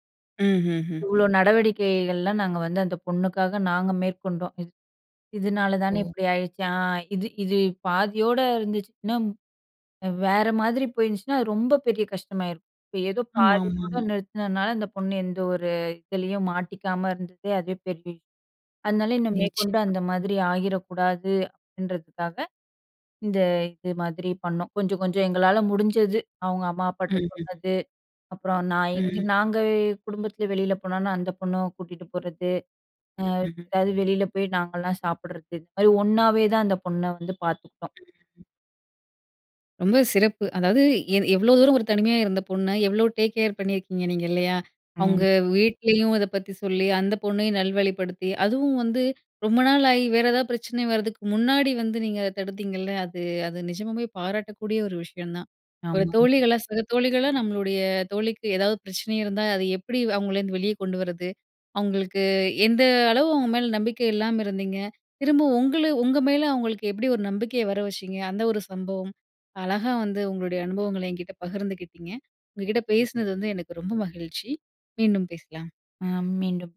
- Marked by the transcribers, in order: horn; in English: "டேக் கேர்"; "அவங்கள வந்து" said as "அவங்களந்து"
- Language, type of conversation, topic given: Tamil, podcast, நம்பிக்கை குலைந்த நட்பை மீண்டும் எப்படி மீட்டெடுக்கலாம்?